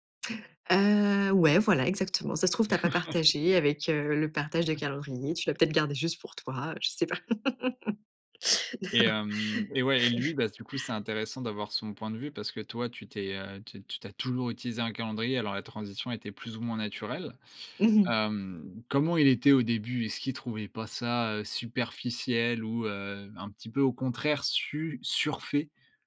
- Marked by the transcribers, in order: laugh; tapping; laugh
- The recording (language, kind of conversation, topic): French, podcast, Quelle petite habitude a changé ta vie, et pourquoi ?